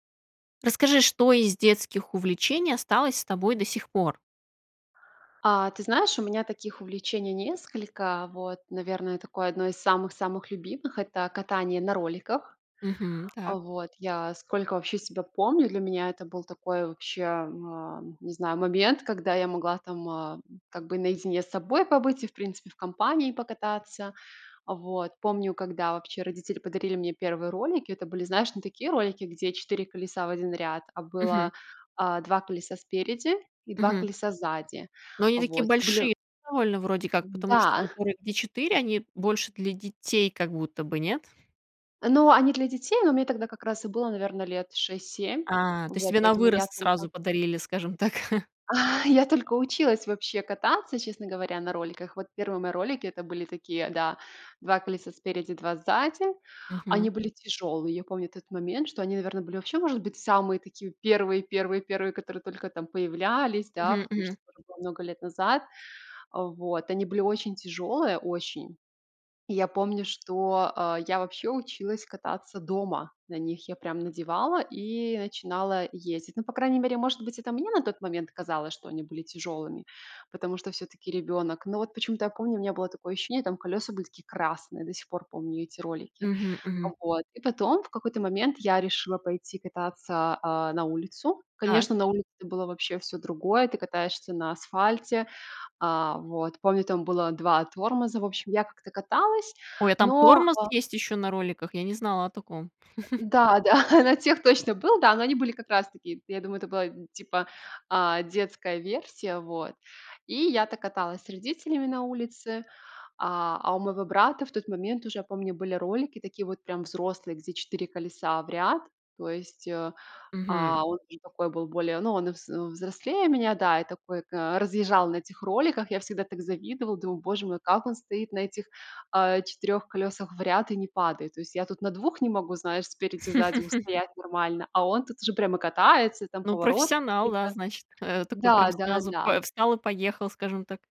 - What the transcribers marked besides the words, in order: other background noise; chuckle; chuckle; chuckle
- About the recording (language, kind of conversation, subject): Russian, podcast, Что из ваших детских увлечений осталось с вами до сих пор?